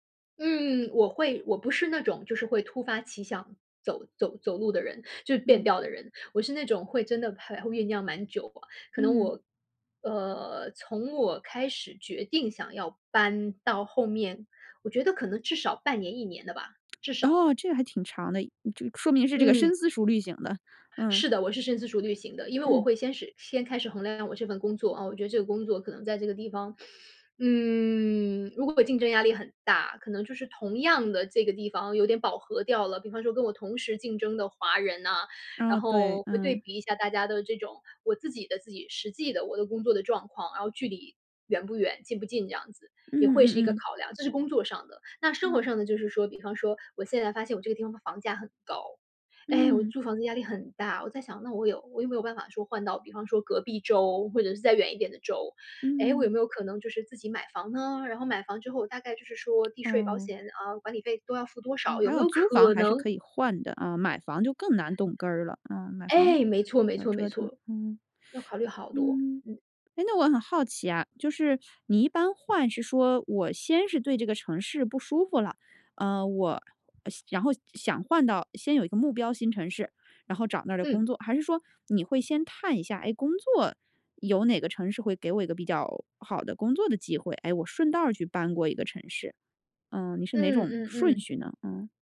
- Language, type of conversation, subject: Chinese, podcast, 你是如何决定要不要换个城市生活的？
- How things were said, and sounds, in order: lip smack; teeth sucking; stressed: "可能"; teeth sucking